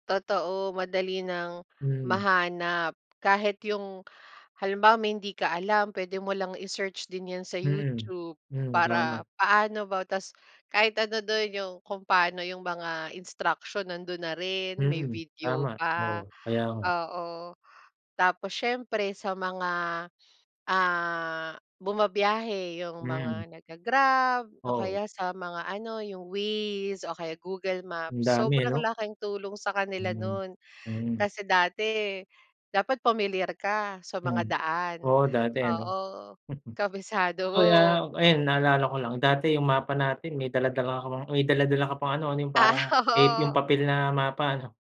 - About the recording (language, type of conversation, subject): Filipino, unstructured, Paano nakatulong ang teknolohiya sa mga pang-araw-araw mong gawain?
- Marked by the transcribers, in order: "pamilyar" said as "pumilyar"; chuckle; laughing while speaking: "Ah, oo"